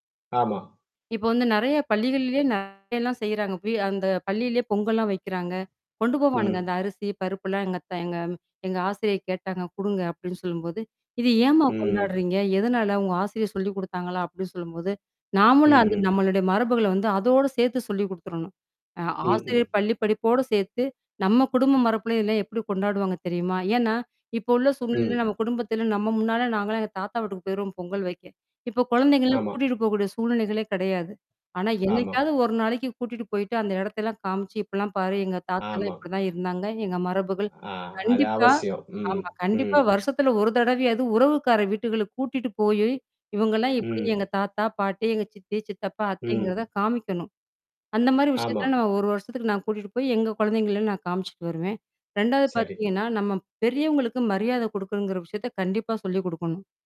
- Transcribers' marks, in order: distorted speech; other noise
- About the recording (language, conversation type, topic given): Tamil, podcast, குடும்ப மரபை அடுத்த தலைமுறைக்கு நீங்கள் எப்படி கொண்டு செல்லப் போகிறீர்கள்?